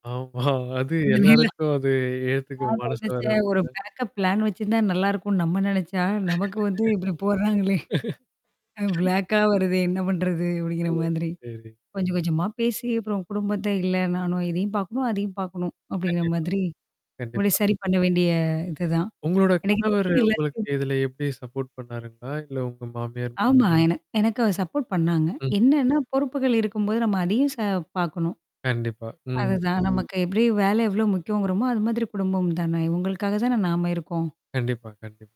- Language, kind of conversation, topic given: Tamil, podcast, வேலை அதிகமாக இருக்கும் நேரங்களில் குடும்பத்திற்கு பாதிப்பு இல்லாமல் இருப்பதற்கு நீங்கள் எப்படி சமநிலையைப் பேணுகிறீர்கள்?
- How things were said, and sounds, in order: static; chuckle; other background noise; distorted speech; in English: "பேக்கப் பிளான்"; laugh; laughing while speaking: "போட்றாங்களே!"; in English: "பிளாக்கா"; unintelligible speech; laughing while speaking: "எனக்கு தெரிஞ்சு எல்லாத்"; tapping; in English: "சப்போர்ட்"; in English: "சப்போர்ட்"